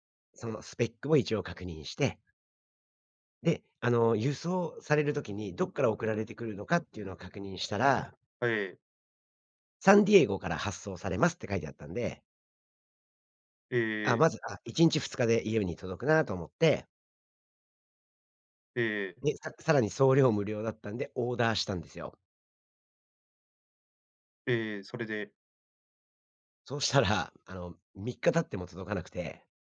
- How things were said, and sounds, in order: none
- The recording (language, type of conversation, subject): Japanese, podcast, オンラインでの買い物で失敗したことはありますか？